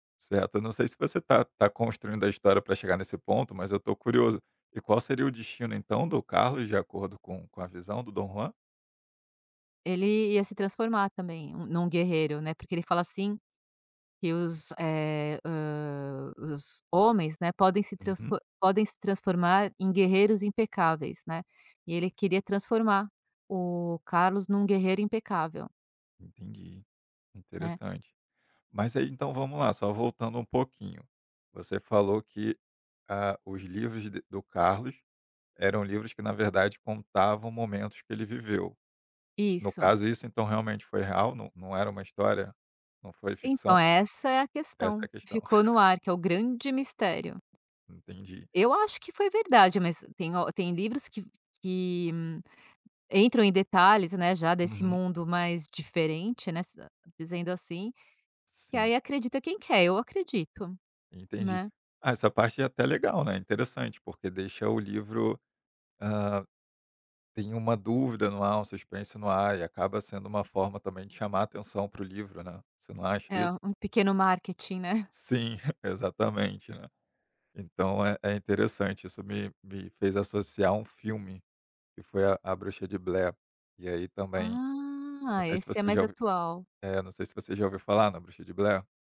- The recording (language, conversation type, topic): Portuguese, podcast, Qual personagem de livro mais te marcou e por quê?
- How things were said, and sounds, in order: tapping; other background noise; chuckle; chuckle